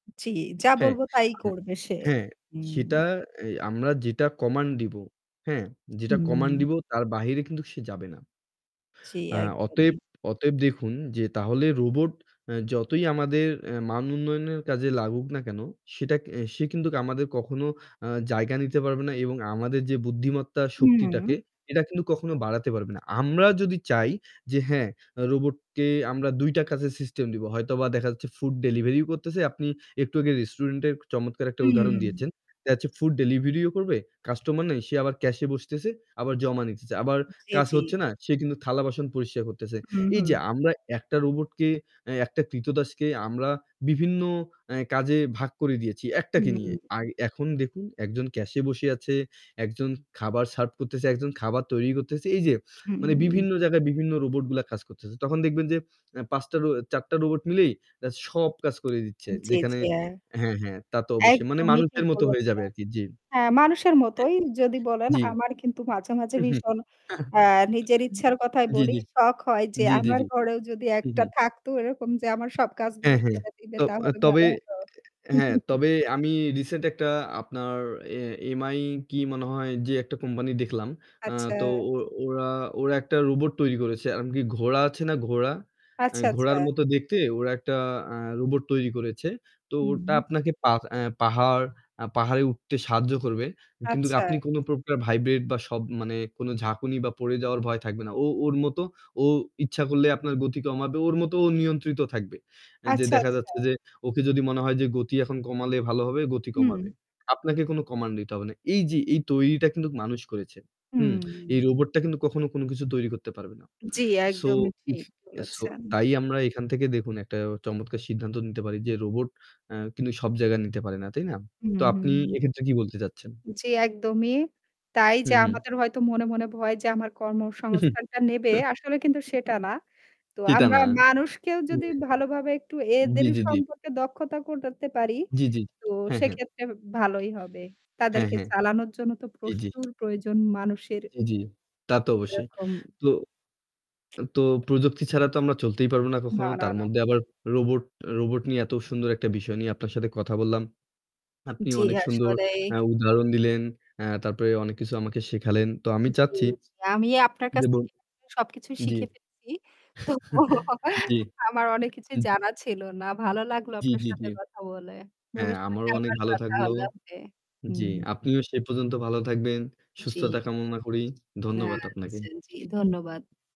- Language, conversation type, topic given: Bengali, unstructured, আপনি কি ভয় পান যে রোবট আমাদের চাকরি কেড়ে নেবে?
- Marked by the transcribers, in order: static; unintelligible speech; unintelligible speech; scoff; chuckle; unintelligible speech; chuckle